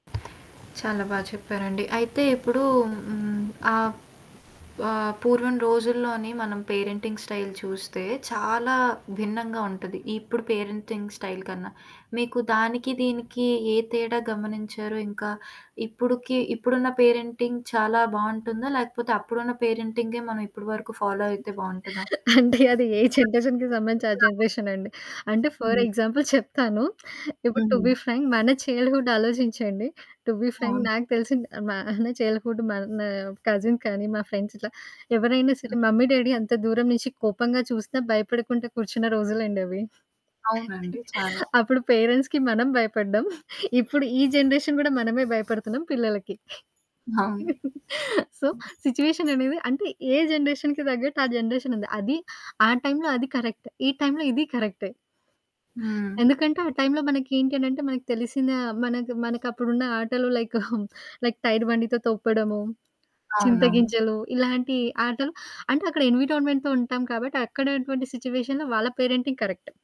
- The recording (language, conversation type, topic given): Telugu, podcast, పిల్లల పట్ల మీ ప్రేమను మీరు ఎలా వ్యక్తపరుస్తారు?
- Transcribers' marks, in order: static; other background noise; in English: "పేరెంటింగ్ స్టైల్"; in English: "పేరెంటింగ్ స్టైల్"; in English: "పేరెంటింగ్"; in English: "ఫాలో"; laughing while speaking: "అంటే అది ఏ జనరేషన్‌కి"; in English: "జనరేషన్‌కి"; unintelligible speech; in English: "జనరేషన్"; in English: "ఫర్ ఎగ్జాంపుల్"; in English: "టు బి ఫ్రాంక్"; in English: "చైల్డ్‌హూడ్"; in English: "టు బి ఫ్రాంక్"; in English: "చైల్డ్‌హూడ్"; in English: "కజిన్"; in English: "ఫ్రెండ్స్"; in English: "మమ్మీ డాడీ"; laughing while speaking: "అప్పుడు పేరెంట్స్‌కి మనం భయపడ్డం"; in English: "పేరెంట్స్‌కి"; in English: "జనరేషన్"; giggle; in English: "సో, సిట్యుయేషన్"; in English: "జనరేషన్‌కి"; in English: "జనరేషన్"; in English: "కరెక్ట్"; giggle; in English: "లైక్ లైక్ టైర్"; in English: "ఎన్విరాన్మెంట్‌తో"; in English: "సిట్యుయేషన్‌లో"; in English: "పేరెంటింగ్ కరెక్ట్"